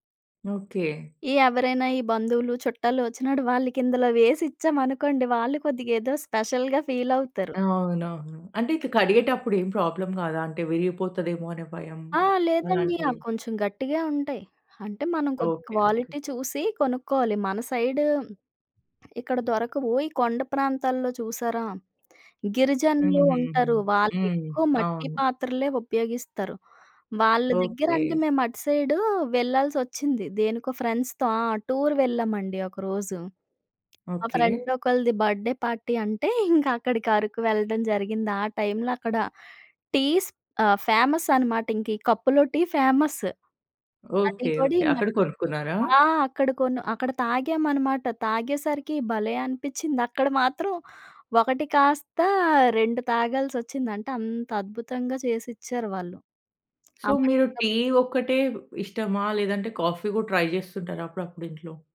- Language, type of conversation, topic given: Telugu, podcast, ప్రతిరోజు కాఫీ లేదా చాయ్ మీ దినచర్యను ఎలా మార్చేస్తుంది?
- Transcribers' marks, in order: in English: "స్పెషల్‌గా ఫీల్"; in English: "ప్రాబ్లమ్"; in English: "క్వాలిటీ"; in English: "సైడ్"; in English: "సైడ్"; in English: "ఫ్రెండ్స్‌తో"; in English: "టూర్"; in English: "ఫ్రెండ్"; in English: "బర్త్‌డే పార్టీ"; in English: "టీస్ ఫేమస్"; in English: "ఫేమస్"; unintelligible speech; tapping; in English: "సో"; in English: "కాఫీ"; in English: "ట్రై"